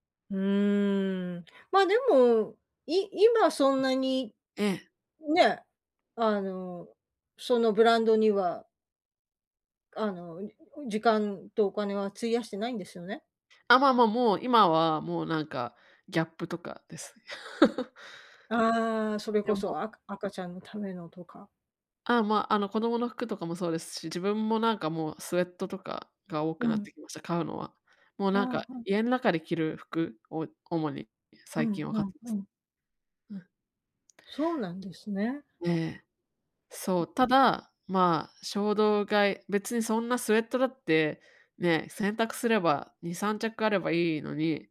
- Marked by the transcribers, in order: laugh; other noise
- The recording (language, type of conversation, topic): Japanese, advice, 衝動買いを減らすための習慣はどう作ればよいですか？